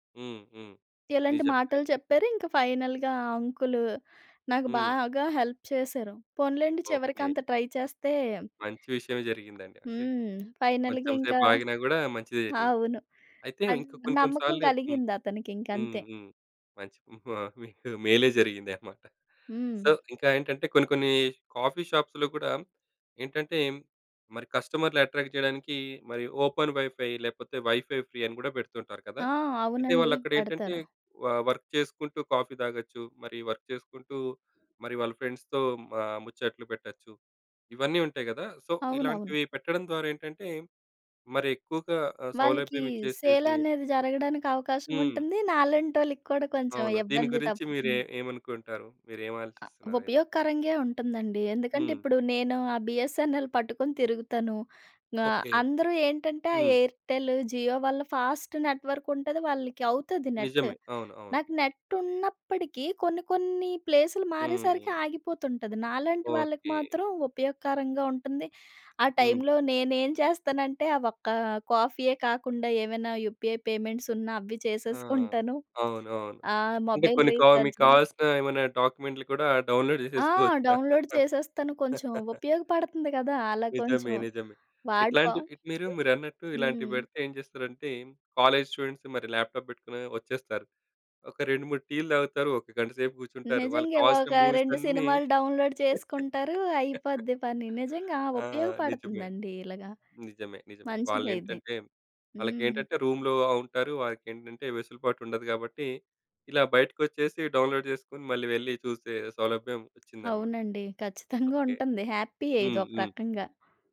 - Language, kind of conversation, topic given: Telugu, podcast, ఇంటర్నెట్ కనెక్షన్ లేకపోతే మీ రోజు ఎలా మారిపోతుంది?
- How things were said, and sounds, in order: in English: "ఫైనల్‌గా"; in English: "హెల్ప్"; in English: "ట్రై"; other background noise; in English: "ఫైనల్‌గా"; chuckle; in English: "సో"; in English: "కాఫీ షాప్స్‌లో"; in English: "అట్రాక్ట్"; in English: "ఓపెన్ వైఫై"; in English: "వైఫై ఫ్రీ"; in English: "వ వర్క్"; in English: "కాఫీ"; in English: "వర్క్"; in English: "ఫ్రెండ్స్‌తో"; in English: "సో"; tapping; in English: "సేల్"; in English: "ఫాస్ట్ నెట్వర్క్"; in English: "నెట్"; in English: "యూపీఐ పేమెంట్స్"; in English: "డౌన్‌లోడ్"; in English: "డౌన్‌లోడ్"; giggle; chuckle; in English: "కాలేజ్ స్టూడెంట్స్"; in English: "ల్యాప్‌టాప్"; in English: "డౌన్‌లోడ్"; in English: "మూవీస్"; giggle; in English: "రూమ్‌లో"; in English: "డౌన్‌లోడ్"; chuckle